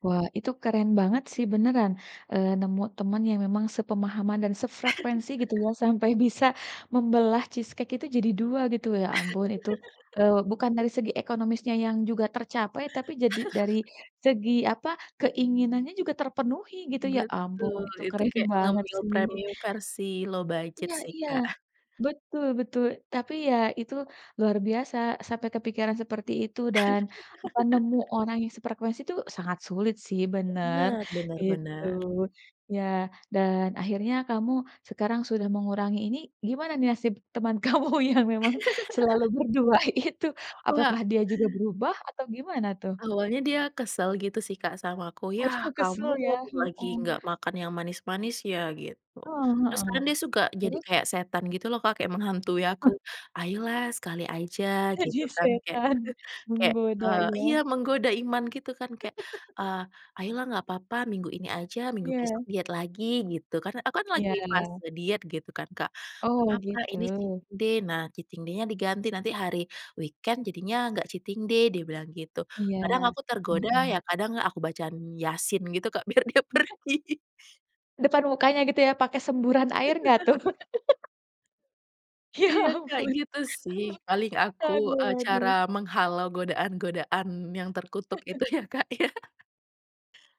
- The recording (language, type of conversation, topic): Indonesian, podcast, Apa strategi kamu untuk mengurangi kebiasaan ngemil yang manis-manis setiap hari?
- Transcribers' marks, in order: chuckle; giggle; chuckle; in English: "low budget"; other background noise; laugh; laughing while speaking: "kamu"; giggle; laughing while speaking: "berdua itu?"; chuckle; laughing while speaking: "Jadi setan"; chuckle; in English: "cheating day"; in English: "cheating day-nya"; in English: "weekend"; in English: "cheating day"; laughing while speaking: "biar dia pergi"; unintelligible speech; chuckle; laughing while speaking: "Ya ampun"; chuckle; chuckle; laughing while speaking: "ya, Kak ya"